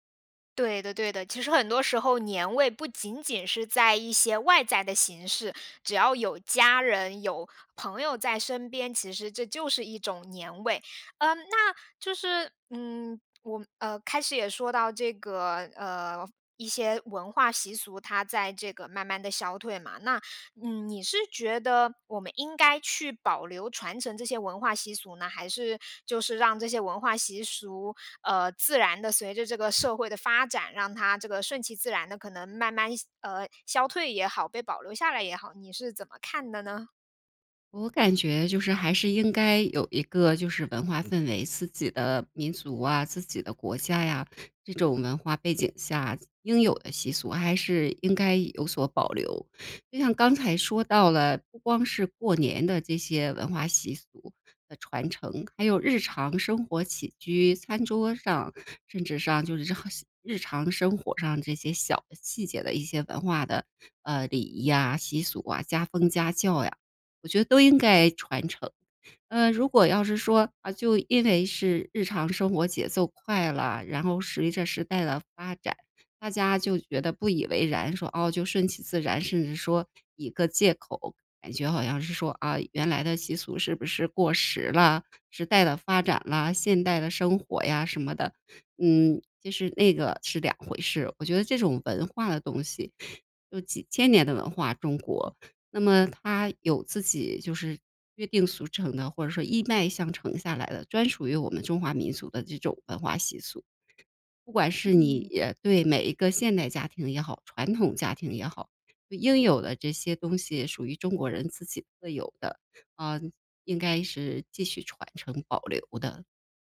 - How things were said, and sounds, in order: other background noise
- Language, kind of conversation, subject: Chinese, podcast, 你们家平时有哪些日常习俗？